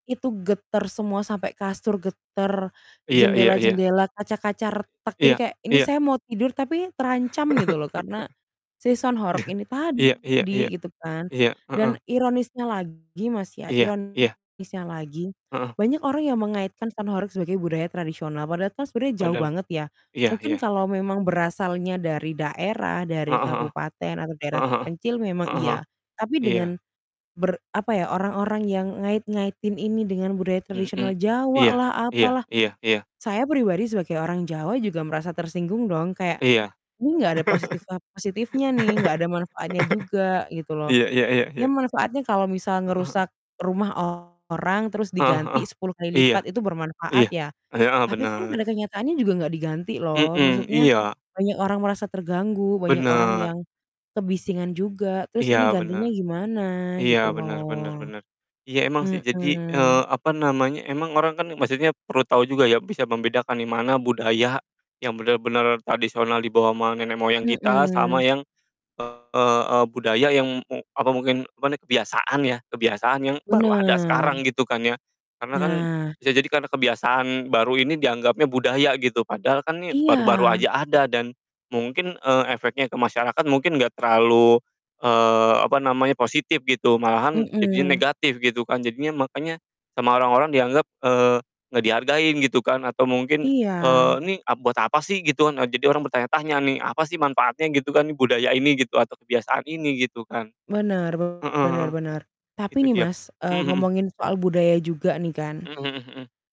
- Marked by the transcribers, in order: mechanical hum; chuckle; in English: "sound"; distorted speech; in English: "sound"; laugh; other noise; other background noise; static
- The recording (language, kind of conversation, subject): Indonesian, unstructured, Apa yang membuat Anda sedih ketika nilai-nilai budaya tradisional tidak dihargai?